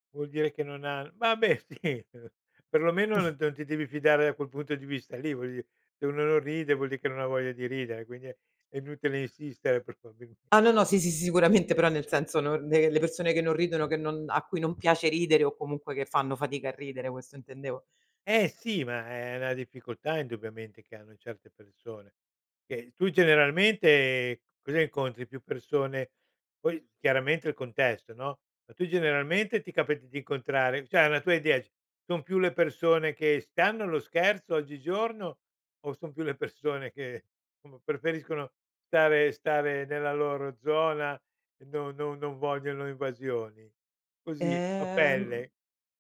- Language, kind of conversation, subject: Italian, podcast, Come gestisci chi non rispetta i tuoi limiti?
- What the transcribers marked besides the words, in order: laughing while speaking: "sì"; chuckle; snort; laughing while speaking: "probabilme"; "una" said as "na"; "cioè" said as "ceh"; laughing while speaking: "persone che"